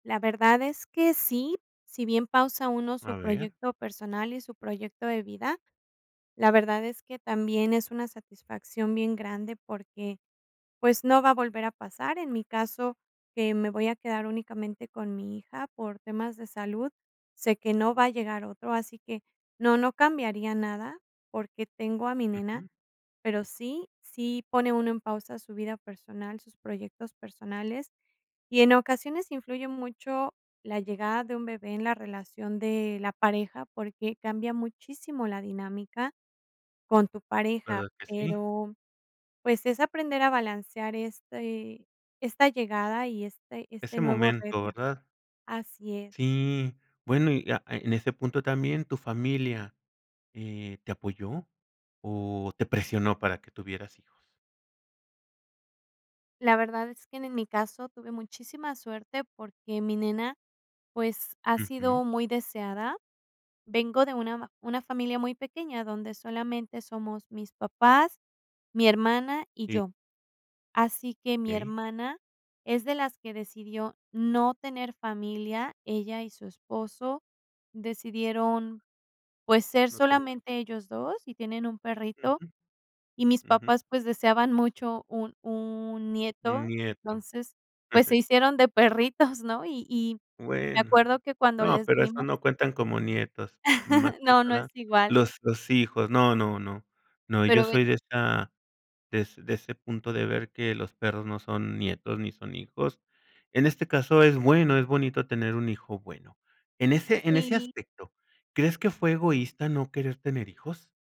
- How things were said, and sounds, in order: chuckle; chuckle
- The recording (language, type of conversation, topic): Spanish, podcast, ¿Qué te impulsa a decidir tener hijos o no tenerlos?